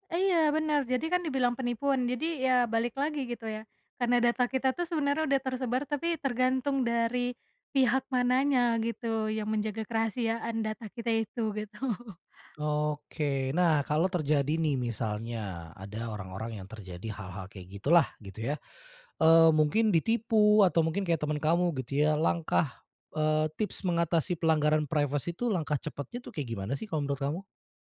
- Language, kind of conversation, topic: Indonesian, podcast, Bagaimana cara kamu menjaga privasi saat aktif di media sosial?
- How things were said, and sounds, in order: tapping; laughing while speaking: "gitu"; chuckle